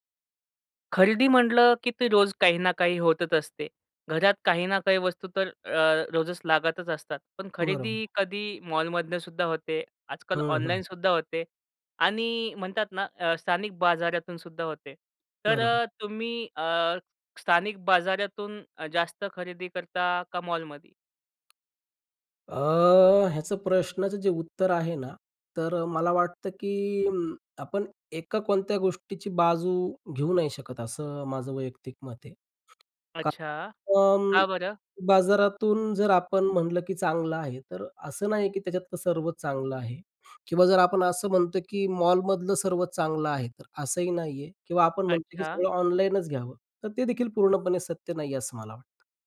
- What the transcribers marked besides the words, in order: tapping; other background noise
- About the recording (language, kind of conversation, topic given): Marathi, podcast, स्थानिक बाजारातून खरेदी करणे तुम्हाला अधिक चांगले का वाटते?